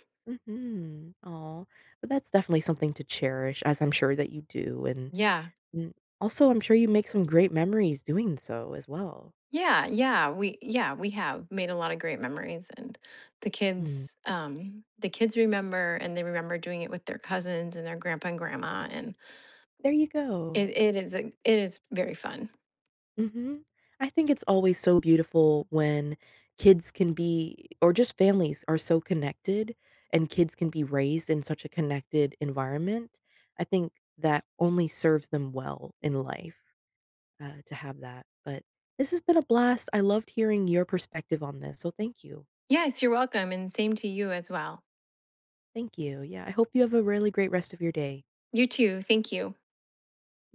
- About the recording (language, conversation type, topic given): English, unstructured, How do you usually spend time with your family?
- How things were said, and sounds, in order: tapping; unintelligible speech